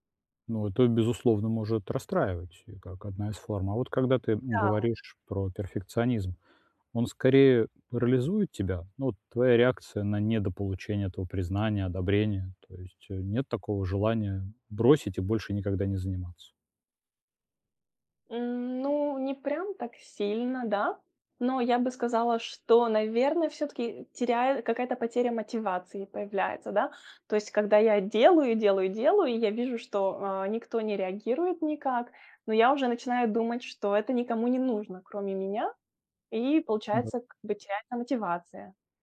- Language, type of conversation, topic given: Russian, advice, Как мне управлять стрессом, не борясь с эмоциями?
- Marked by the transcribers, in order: tapping